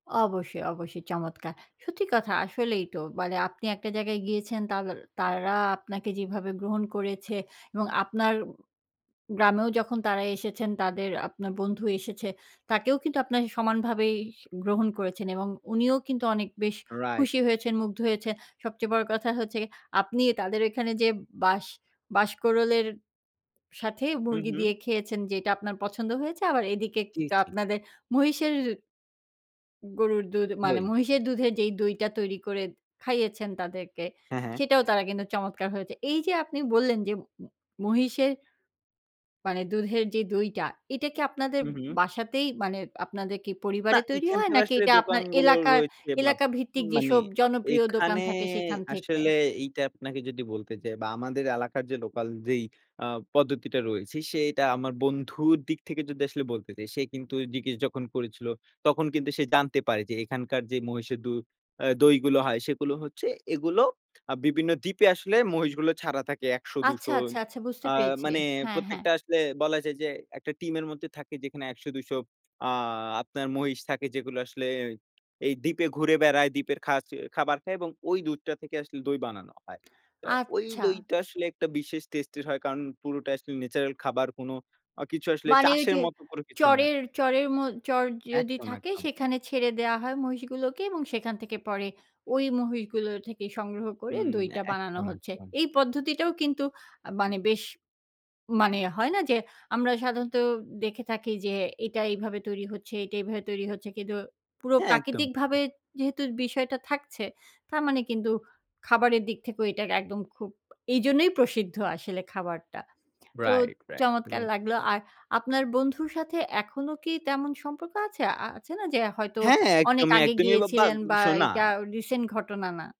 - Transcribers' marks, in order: tapping; other background noise; lip smack; lip smack; tongue click; other noise
- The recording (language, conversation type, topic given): Bengali, podcast, লোকালদের সঙ্গে আলাপ-চারিতায় তোমার দৃষ্টিভঙ্গি কীভাবে বদলে গেছে?